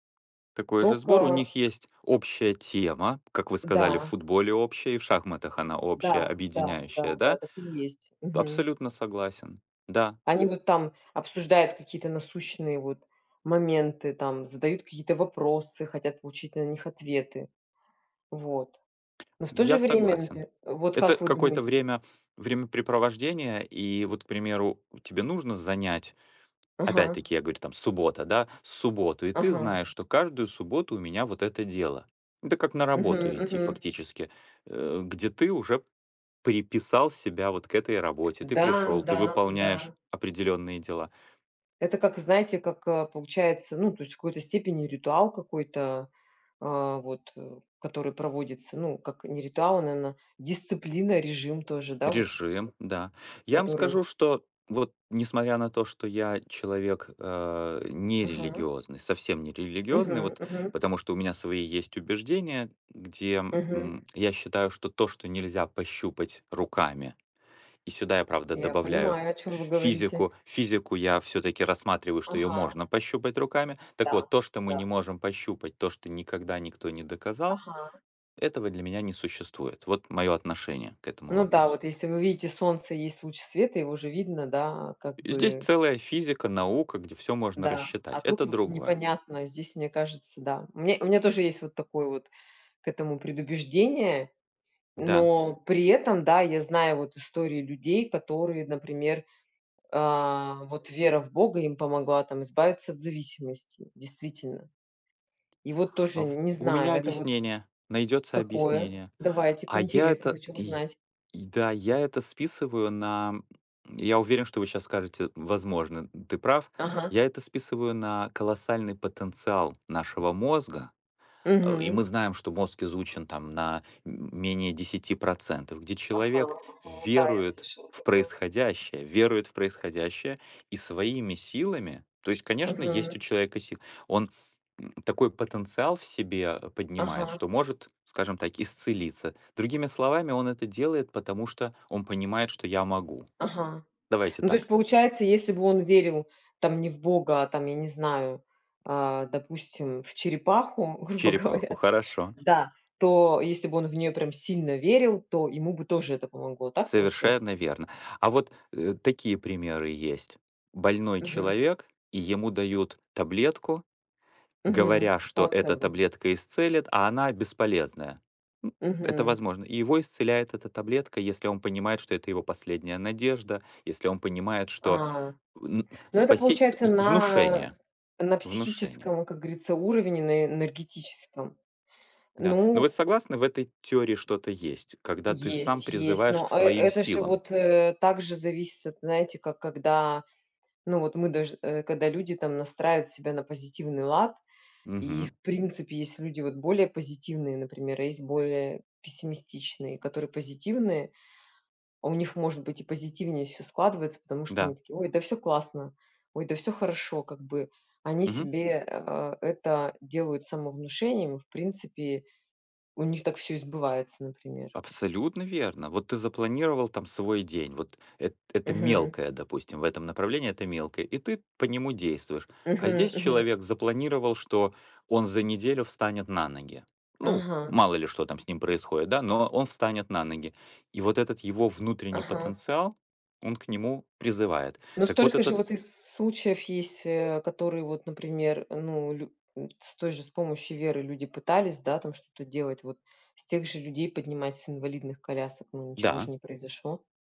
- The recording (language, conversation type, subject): Russian, unstructured, Как религиозные обряды объединяют людей?
- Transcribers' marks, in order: other background noise; tapping; "наверно" said as "наэна"; laughing while speaking: "грубо говоря"; background speech; grunt